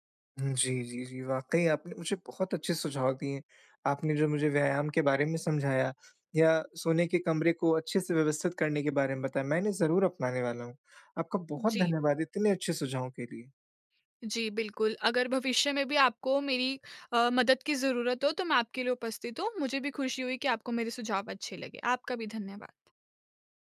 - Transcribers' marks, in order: none
- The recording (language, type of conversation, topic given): Hindi, advice, मैं अपनी सोने-जागने की समय-सारिणी को स्थिर कैसे रखूँ?